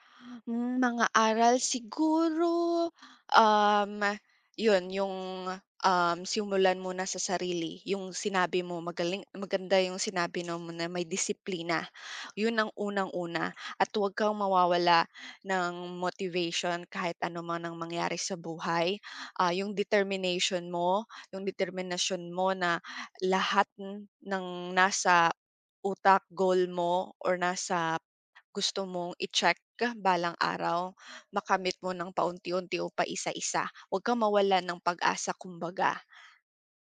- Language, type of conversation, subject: Filipino, unstructured, Paano mo nakikita ang sarili mo sa loob ng sampung taon?
- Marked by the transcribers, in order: other background noise